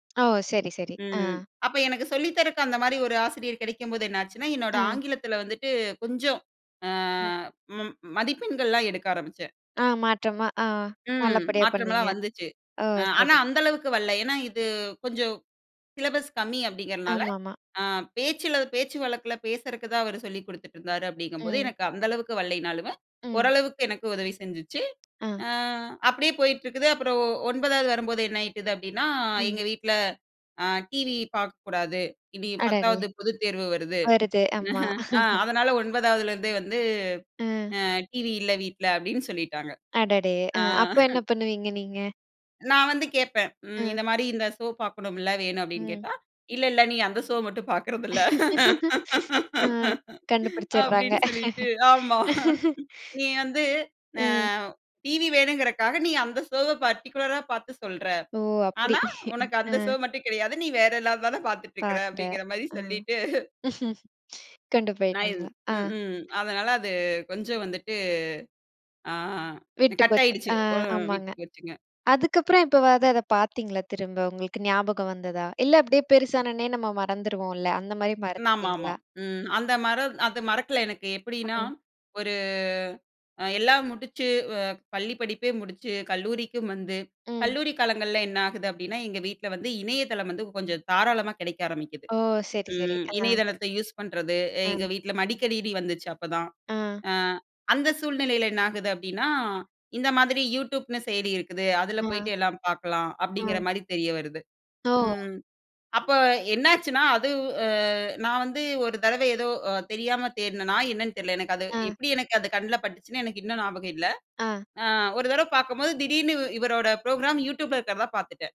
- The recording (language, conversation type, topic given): Tamil, podcast, உங்கள் நெஞ்சத்தில் நிற்கும் ஒரு பழைய தொலைக்காட்சி நிகழ்ச்சியை விவரிக்க முடியுமா?
- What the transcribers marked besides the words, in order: in English: "சிலபஸ்"; chuckle; chuckle; laughing while speaking: "அ, கண்டுபிடிச்சறாங்க"; laughing while speaking: "பார்க்கிறதில்ல. அப்படினு சொல்லிட்டு, ஆமா"; in English: "பர்ட்டிகுலரா"; chuckle; laughing while speaking: "சொல்லிட்டு"; laughing while speaking: "கொண்டு போயிட்டாங்களா!"; other background noise; "ஆமாமா" said as "நாமாமா"; drawn out: "ஒரு"; in English: "யூடியூப்னு"; in English: "புரோகிராம், யூட்யூப்ல"